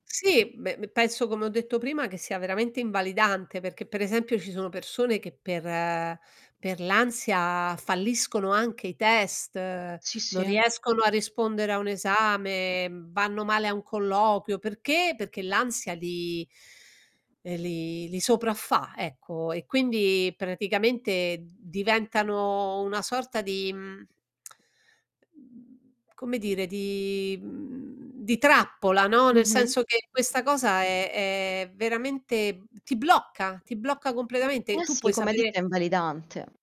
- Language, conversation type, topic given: Italian, unstructured, Come si può gestire l’ansia prima di un evento importante?
- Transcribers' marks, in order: other background noise; distorted speech; tongue click; drawn out: "di"